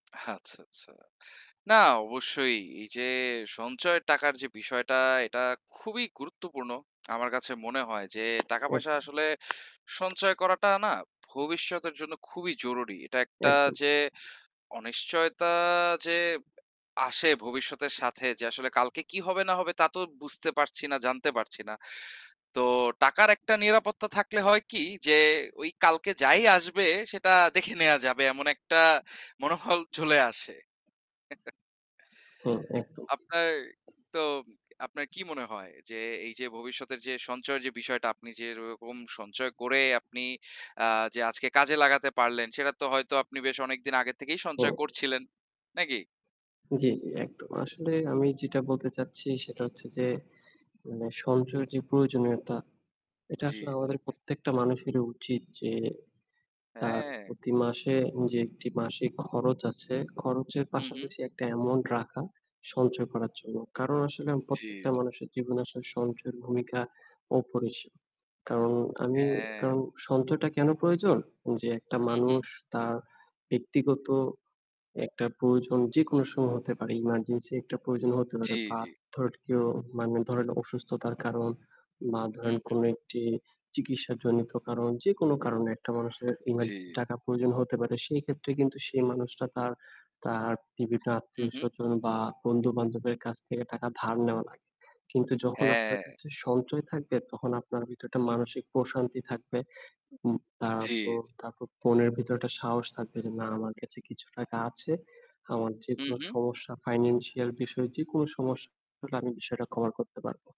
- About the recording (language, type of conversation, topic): Bengali, unstructured, আপনি কেন মনে করেন টাকা সঞ্চয় করা গুরুত্বপূর্ণ?
- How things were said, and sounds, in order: other background noise; "আচ্ছা" said as "হাচ্ছাছা"; unintelligible speech; tapping; static; chuckle; "অপরিসীম" said as "অপরিসী"; in English: "financial"